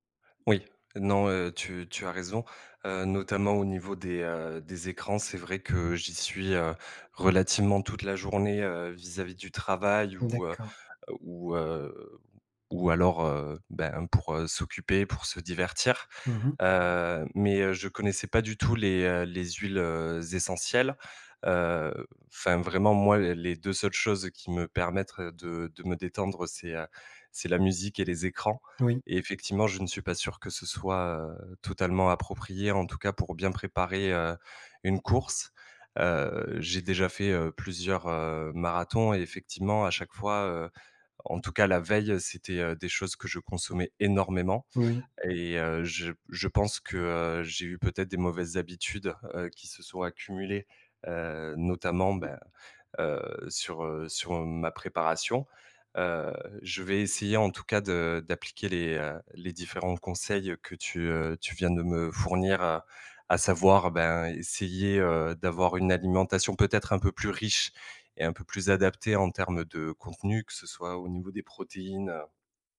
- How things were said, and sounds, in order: stressed: "énormément"
- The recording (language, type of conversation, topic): French, advice, Comment décririez-vous votre anxiété avant une course ou un événement sportif ?